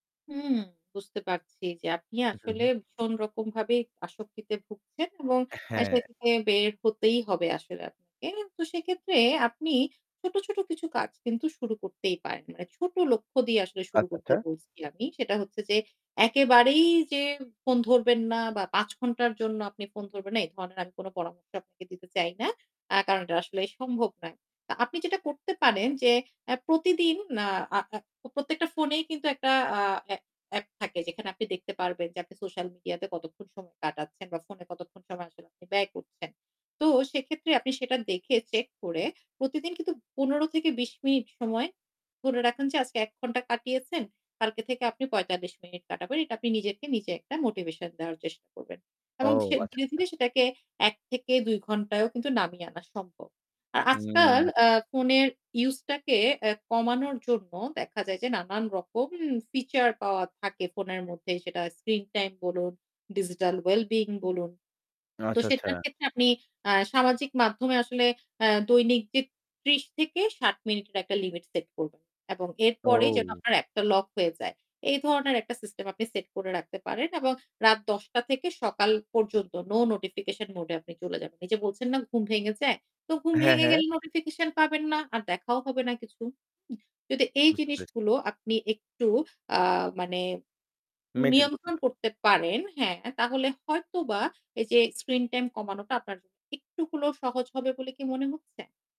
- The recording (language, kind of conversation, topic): Bengali, advice, স্ক্রিন টাইম কমাতে গিয়ে কি দৈনন্দিন রুটিন নিয়ন্ত্রণ করতে আপনার অসুবিধা হয়?
- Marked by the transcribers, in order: static; distorted speech; stressed: "একেবারেই"; tapping; in English: "ফিচার"; in English: "স্ক্রিন টাইম"; in English: "ডিজিটাল ওয়েল বিইং"; in English: "নো নোটিফিকেশন মোড"; in English: "স্ক্রিন টাইম"